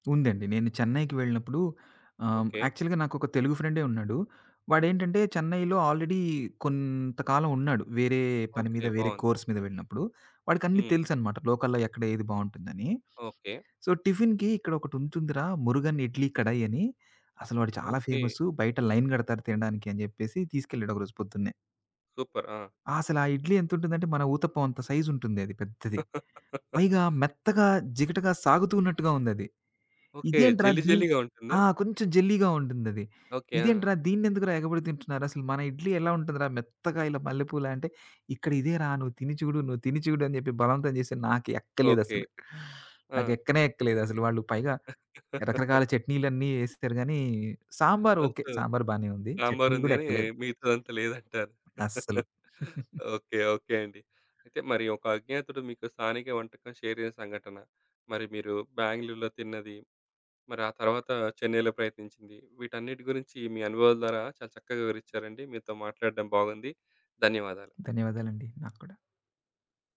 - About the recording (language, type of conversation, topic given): Telugu, podcast, ఒక అజ్ఞాతుడు మీతో స్థానిక వంటకాన్ని పంచుకున్న సంఘటన మీకు గుర్తుందా?
- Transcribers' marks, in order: in English: "యాక్చువల్‌గా"; in English: "ఆల్రెడీ"; in English: "కోర్స్"; in English: "లోకల్‌లో"; in English: "సో, టిఫిన్‌కి"; tapping; in English: "లైన్"; in English: "సూపర్"; laugh; in English: "జెల్లీ, జెల్లీ‌గా"; in English: "జెల్లీగా"; laugh; chuckle; other background noise; chuckle; in English: "షేర్"